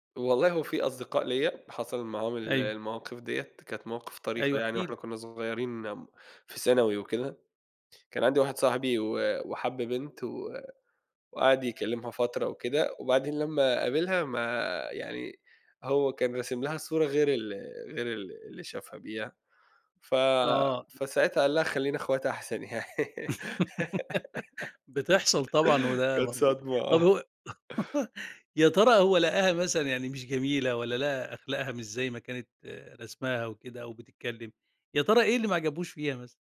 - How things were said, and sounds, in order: other background noise; laugh; laughing while speaking: "يعني"; laugh; chuckle
- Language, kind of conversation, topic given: Arabic, podcast, شو رأيك في العلاقات اللي بتبدأ على الإنترنت وبعدين بتتحوّل لحاجة على أرض الواقع؟